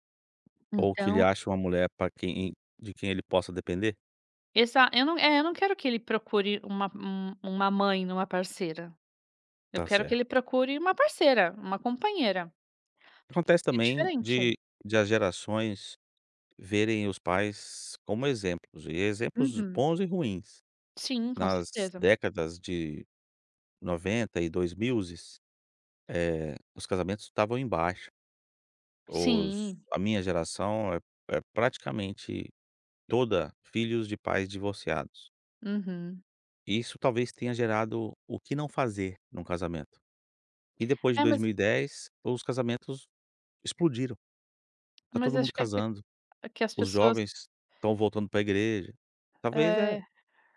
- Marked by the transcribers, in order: tapping; "mil" said as "milzes"
- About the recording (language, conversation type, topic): Portuguese, podcast, Como você equilibra o trabalho e o tempo com os filhos?